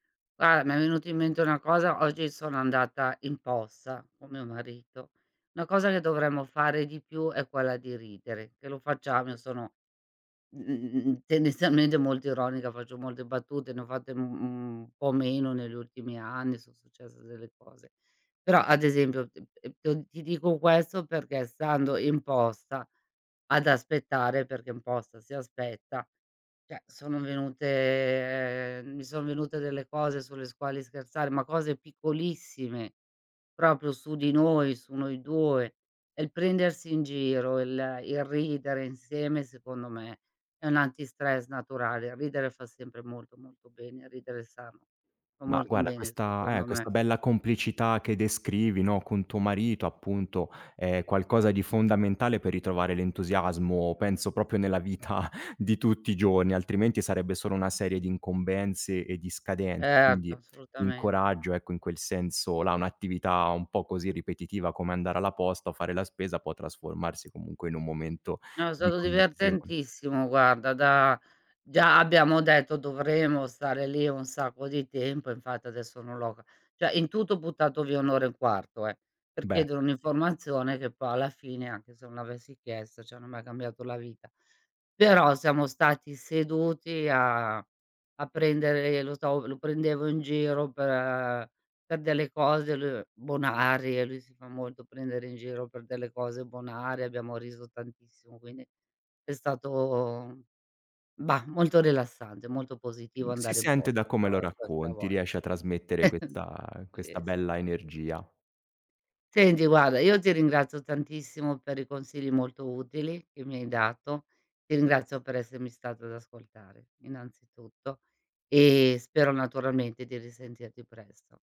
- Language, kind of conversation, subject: Italian, advice, Come posso gestire il sovraccarico di idee che mi confonde e mi blocca nelle decisioni?
- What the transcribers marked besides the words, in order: "cioè" said as "ceh"; drawn out: "venute"; "proprio" said as "propio"; chuckle; "cioè" said as "ceh"; chuckle